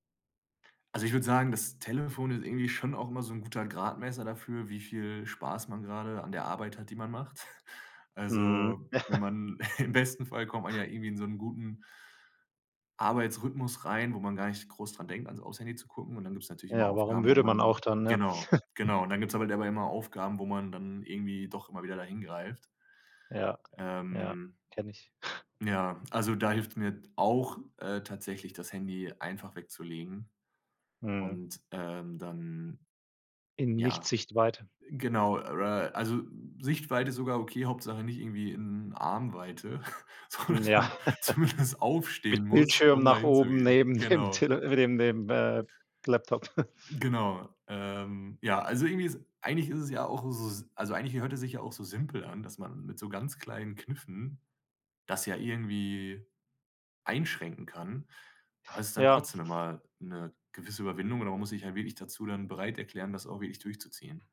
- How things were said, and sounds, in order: tapping; chuckle; laugh; other background noise; chuckle; snort; chuckle; laughing while speaking: "sondern zumindest"; giggle; laughing while speaking: "dem Tele"; chuckle
- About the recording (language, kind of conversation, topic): German, podcast, Wie setzt du Grenzen für die Handynutzung in einer Beziehung?